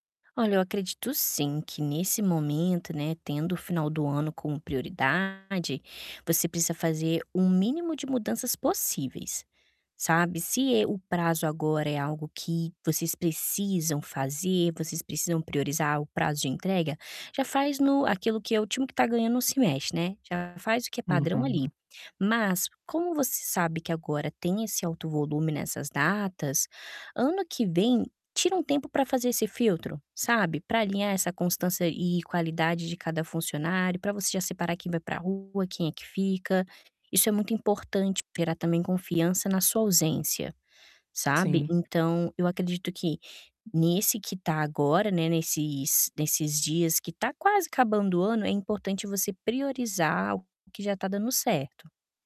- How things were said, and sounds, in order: static; distorted speech; other background noise
- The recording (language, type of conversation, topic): Portuguese, advice, Como posso delegar tarefas sem perder o controle do resultado final?